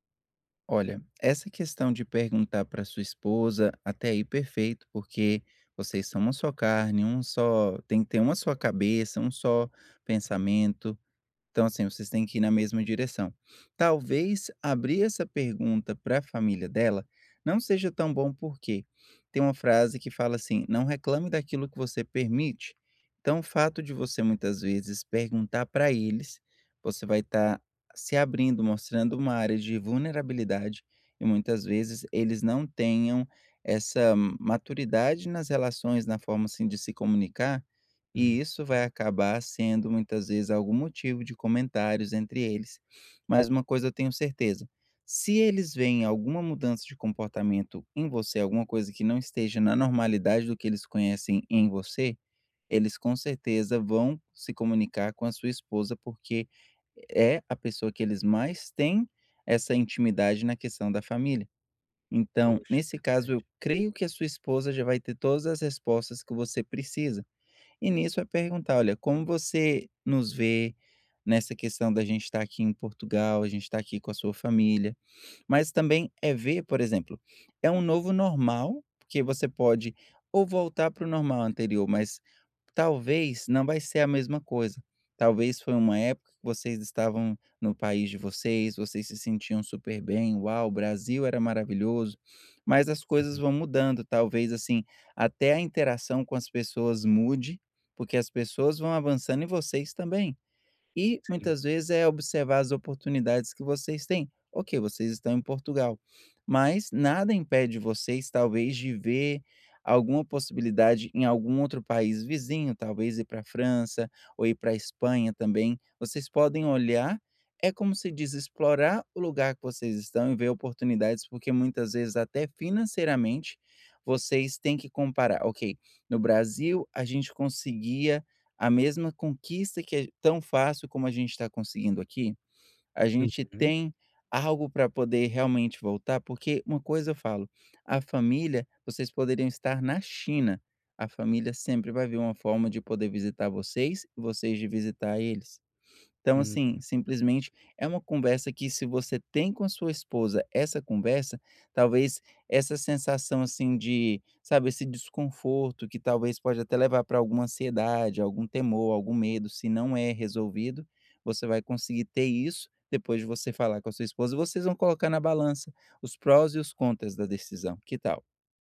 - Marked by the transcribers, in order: none
- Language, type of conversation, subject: Portuguese, advice, Como posso voltar a sentir-me seguro e recuperar a sensação de normalidade?